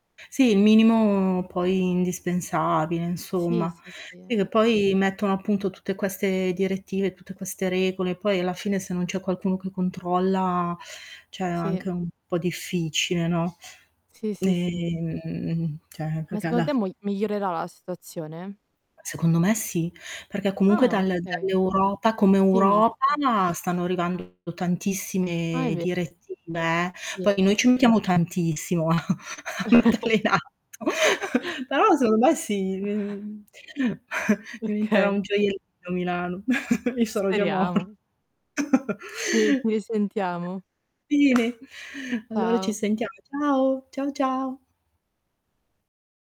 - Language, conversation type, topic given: Italian, unstructured, Che cosa diresti a chi ignora l’inquinamento atmosferico?
- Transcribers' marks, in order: static; "cioè" said as "ceh"; other background noise; "cioè" said as "ceh"; tapping; distorted speech; mechanical hum; chuckle; laughing while speaking: "a metterle in atto"; laughing while speaking: "Okay"; chuckle; laughing while speaking: "Io sarò già mor"; laugh